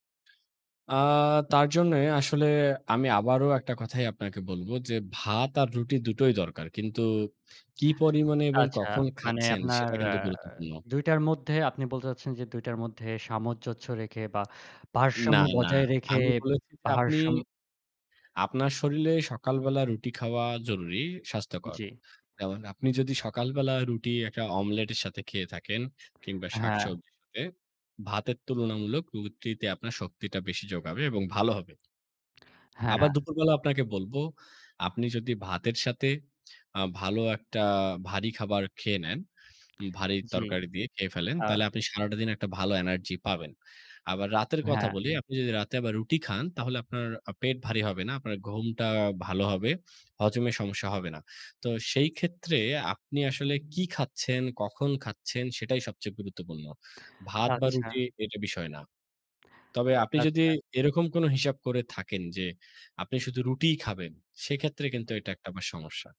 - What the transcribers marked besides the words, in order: other background noise; "সামঞ্জস্য" said as "সামঞ্জছ"; "শরীরে" said as "শরীলে"; "সাথে" said as "সাতে"
- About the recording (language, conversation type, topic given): Bengali, unstructured, ভাত আর রুটি—প্রতিদিনের খাবারে আপনার কাছে কোনটি বেশি গুরুত্বপূর্ণ?